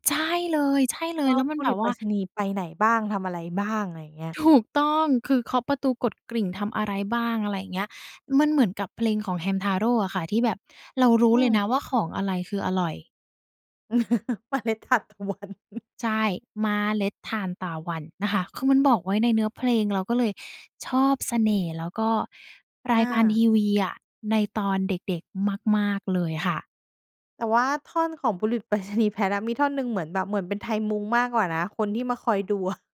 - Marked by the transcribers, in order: laughing while speaking: "ถูก"; laugh; laughing while speaking: "เมล็ดทานตะวัน"; laughing while speaking: "อะ"
- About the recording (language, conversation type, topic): Thai, podcast, เล่าถึงความทรงจำกับรายการทีวีในวัยเด็กของคุณหน่อย